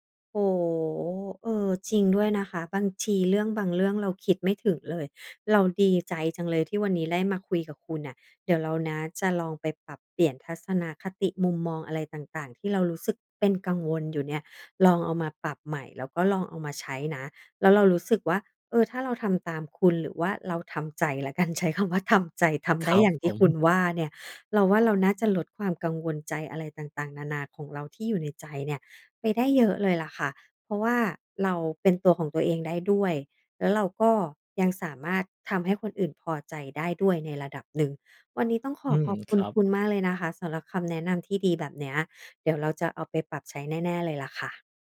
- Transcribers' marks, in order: laughing while speaking: "แล้วกัน ใช้คำว่า"; chuckle
- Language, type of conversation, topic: Thai, advice, ทำไมคุณถึงติดความสมบูรณ์แบบจนกลัวเริ่มงานและผัดวันประกันพรุ่ง?
- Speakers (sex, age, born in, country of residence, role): female, 40-44, Thailand, Thailand, user; male, 35-39, Thailand, Thailand, advisor